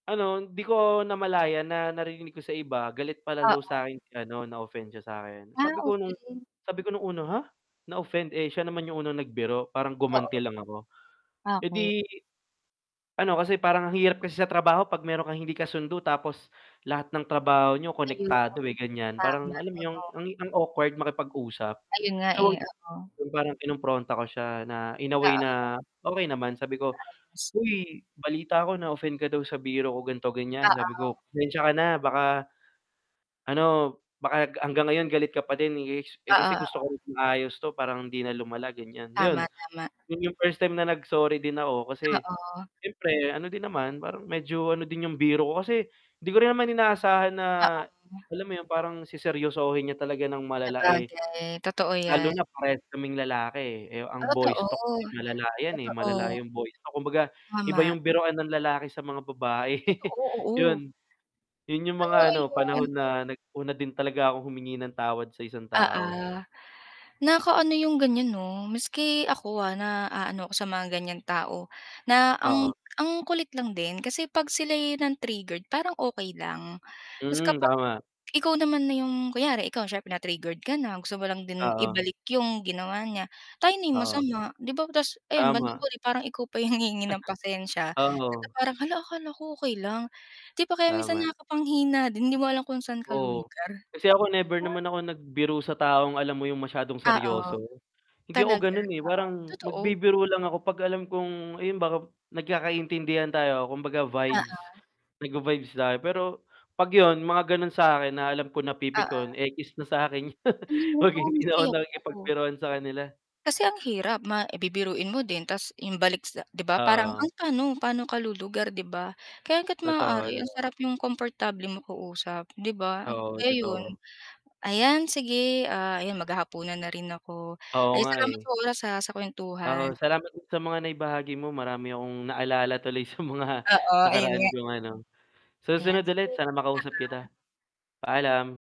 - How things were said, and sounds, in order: mechanical hum; distorted speech; tapping; static; dog barking; chuckle; other street noise; other background noise; chuckle; laughing while speaking: "yun 'pag hindi na"; unintelligible speech; unintelligible speech; laughing while speaking: "sa mga"
- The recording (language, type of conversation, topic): Filipino, unstructured, Ano ang pananaw mo tungkol sa pagpapatawad sa isang relasyon?